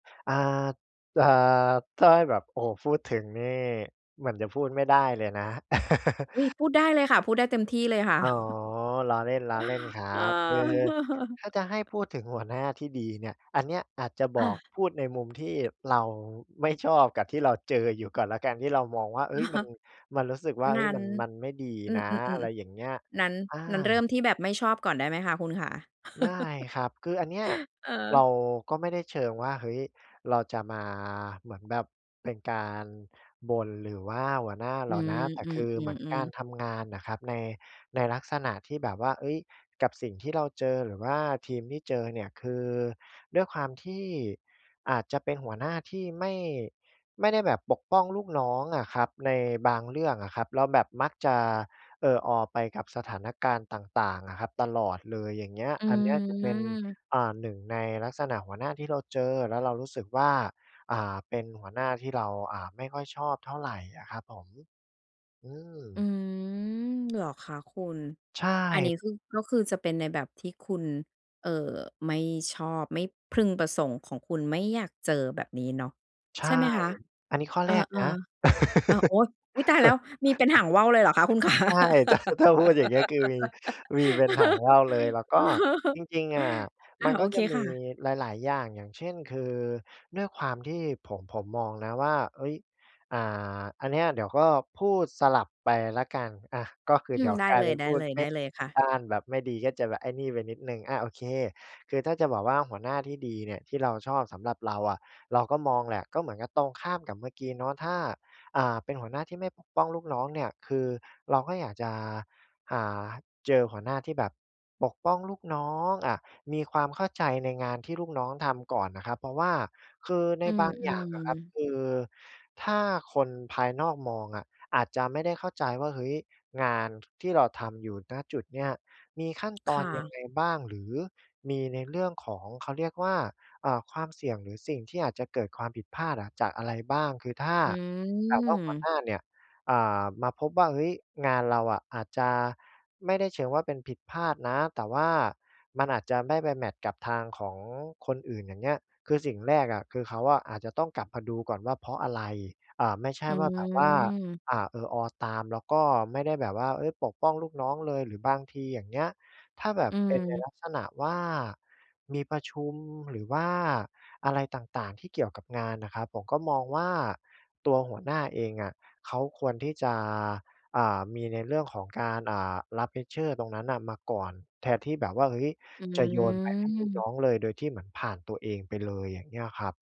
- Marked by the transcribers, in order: laugh; other background noise; tapping; chuckle; laugh; laugh; drawn out: "อืม"; stressed: "พึง"; laugh; laughing while speaking: "ขา"; laugh; drawn out: "อืม"; in English: "Pressure"; drawn out: "อืม"
- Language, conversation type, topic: Thai, podcast, หัวหน้าที่ดีในมุมมองของคุณควรมีลักษณะอย่างไร?